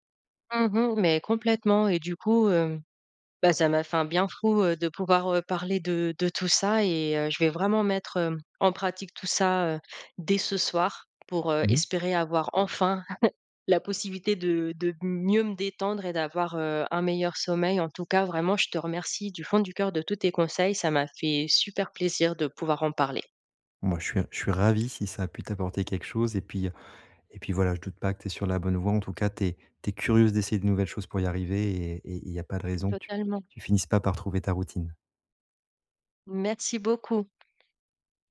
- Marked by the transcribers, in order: chuckle; tapping
- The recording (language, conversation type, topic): French, advice, Comment puis-je mieux me détendre avant de me coucher ?